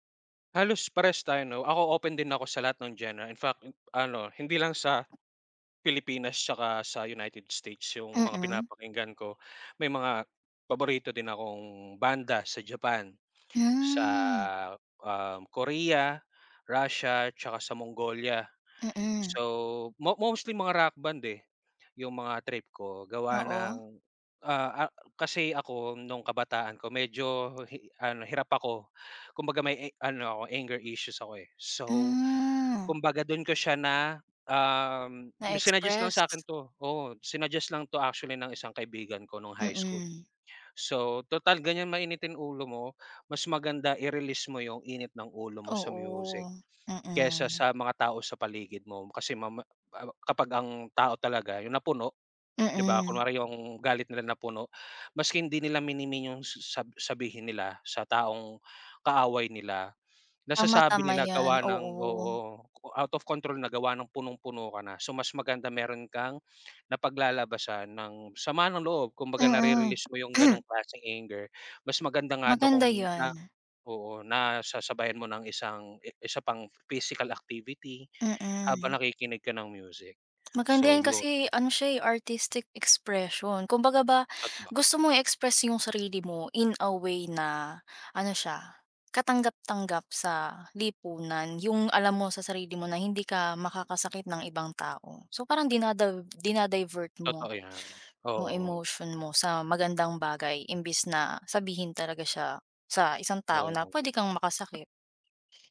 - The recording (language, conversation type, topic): Filipino, unstructured, Paano ka naaapektuhan ng musika sa araw-araw?
- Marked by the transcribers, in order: in French: "genre"; other background noise; in English: "anger issues"; in English: "out of control"; throat clearing; in English: "anger"; in English: "physical activity"; in English: "aristic expression"; in English: "in a way"; in English: "emotion"